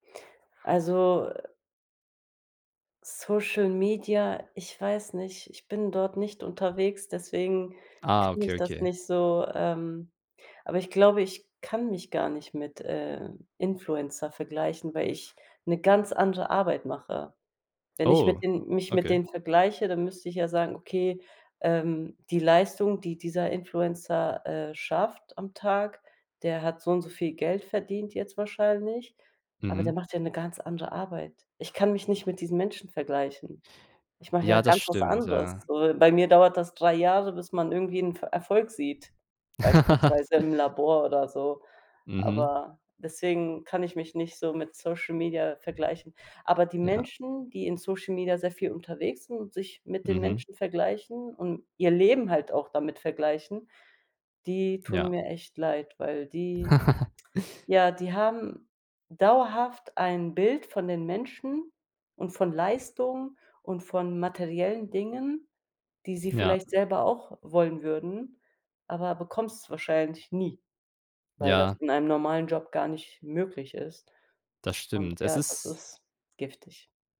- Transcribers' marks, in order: other background noise; chuckle; chuckle
- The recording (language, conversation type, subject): German, unstructured, Was hältst du von dem Leistungsdruck, der durch ständige Vergleiche mit anderen entsteht?